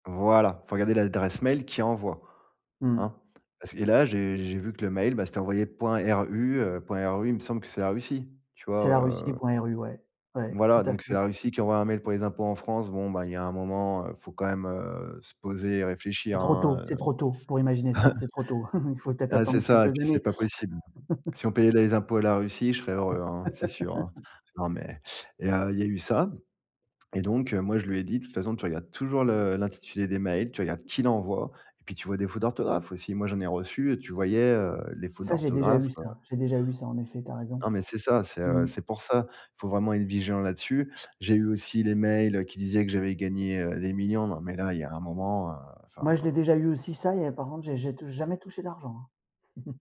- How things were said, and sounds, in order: tapping; chuckle; chuckle; laugh; other background noise; chuckle
- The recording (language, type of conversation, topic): French, podcast, Comment gères-tu tes mots de passe et ta sécurité en ligne ?